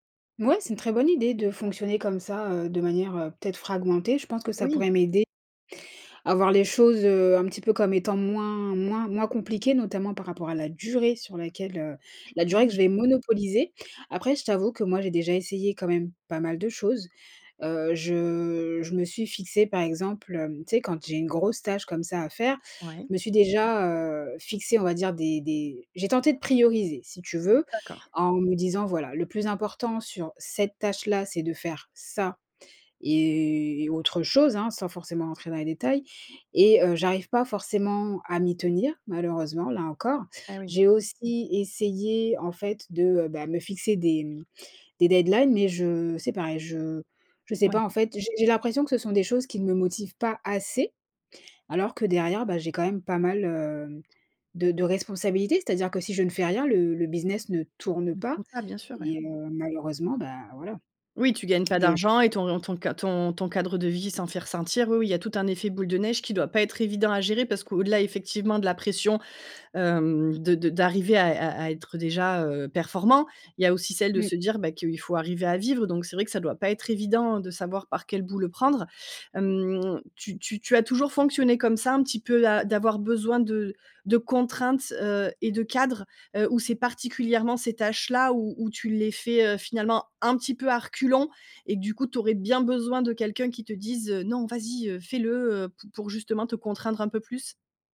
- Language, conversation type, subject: French, advice, Comment surmonter la procrastination chronique sur des tâches créatives importantes ?
- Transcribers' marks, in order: tapping; stressed: "durée"; stressed: "cette"; drawn out: "et"; in English: "deadlines"; unintelligible speech